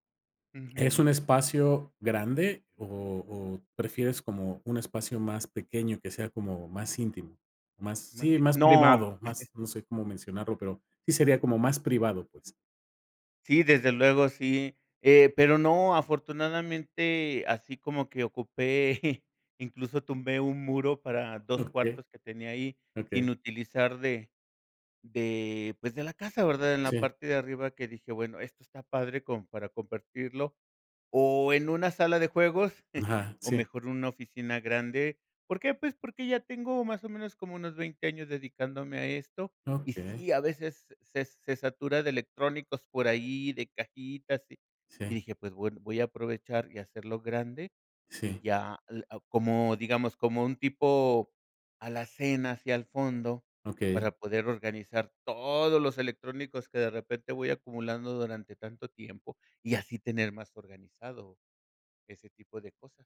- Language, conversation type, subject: Spanish, podcast, ¿Cómo organizas tu espacio de trabajo en casa?
- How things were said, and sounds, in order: tapping; chuckle; chuckle; chuckle